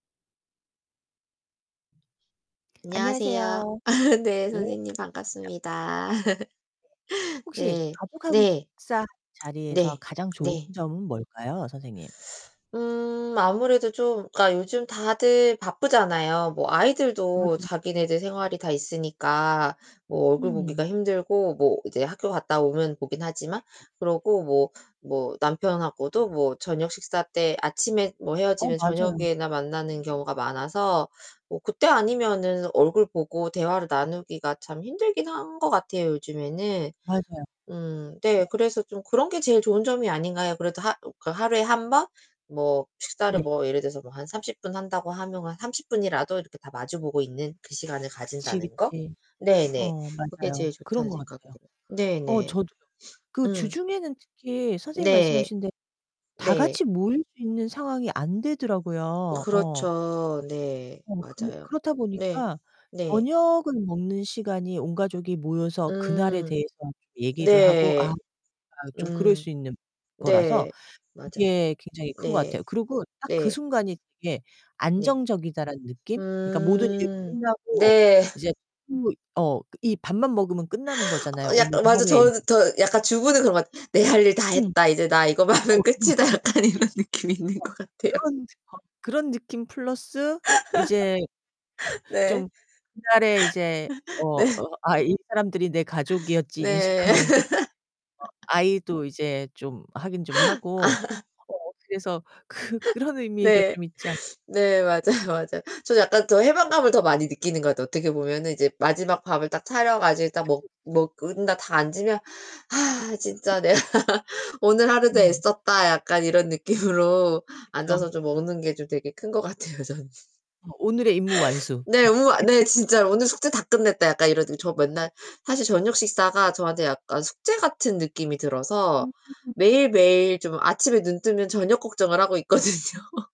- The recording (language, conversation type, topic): Korean, unstructured, 가족과 함께 식사할 때 가장 좋은 점은 무엇인가요?
- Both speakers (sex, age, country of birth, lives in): female, 35-39, South Korea, United States; female, 50-54, South Korea, United States
- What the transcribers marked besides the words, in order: other background noise; laugh; distorted speech; tapping; laugh; teeth sucking; sniff; unintelligible speech; laugh; unintelligible speech; laughing while speaking: "하면 끝이다.' 약간 이런 느낌이 있는 것 같아요"; unintelligible speech; laugh; unintelligible speech; laugh; laugh; laugh; laugh; laughing while speaking: "같아요, 저는"; unintelligible speech; laughing while speaking: "있거든요"